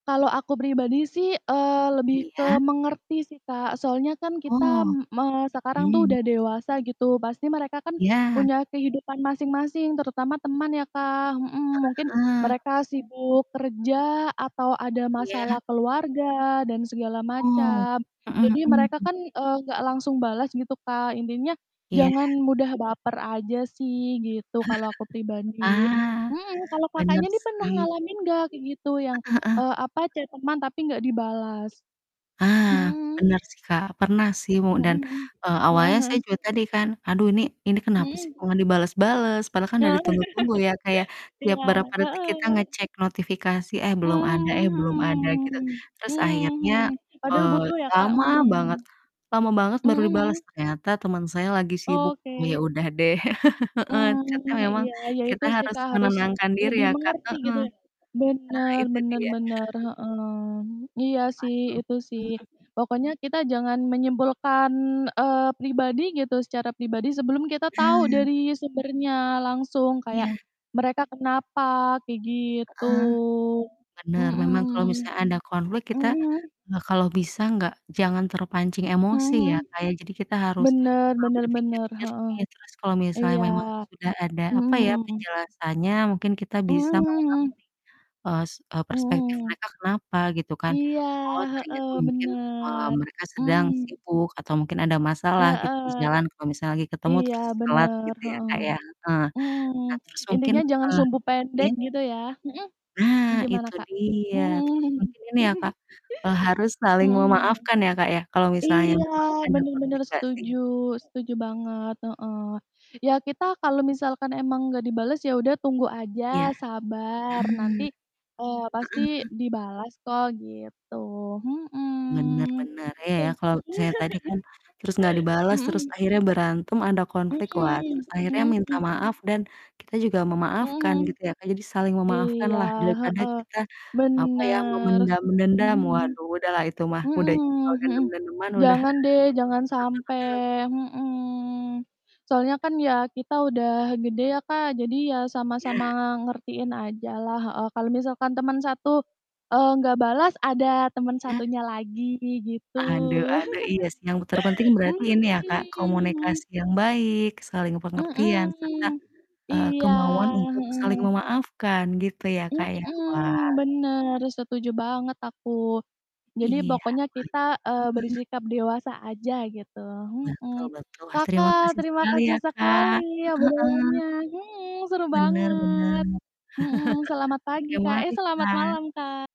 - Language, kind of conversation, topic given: Indonesian, unstructured, Bagaimana cara kamu menjaga hubungan dengan teman dan keluarga?
- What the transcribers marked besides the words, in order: background speech; tapping; chuckle; in English: "chat"; other background noise; distorted speech; chuckle; chuckle; in English: "chat-nya"; chuckle; drawn out: "gitu"; laughing while speaking: "mhm"; chuckle; drawn out: "Mhm"; chuckle; chuckle; chuckle; chuckle